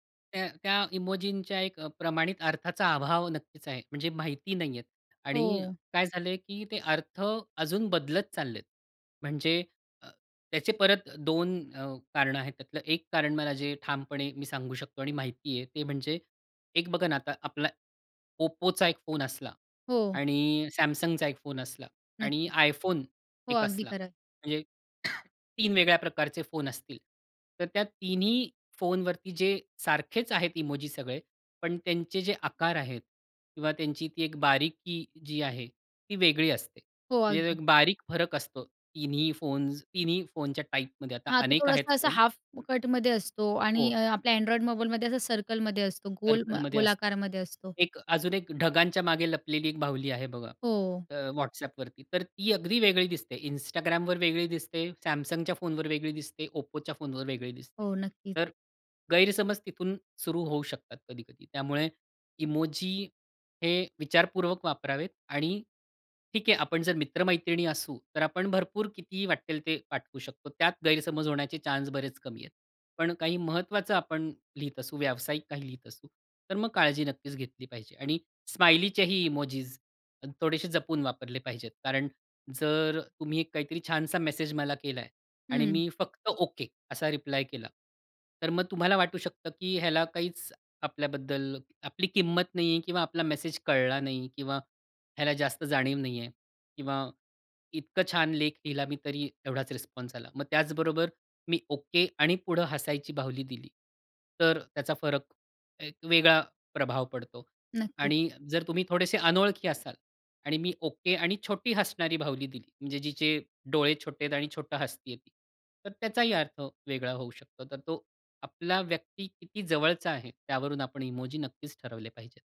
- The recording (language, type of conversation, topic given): Marathi, podcast, इमोजी वापरल्यामुळे संभाषणात कोणते गैरसमज निर्माण होऊ शकतात?
- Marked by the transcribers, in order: cough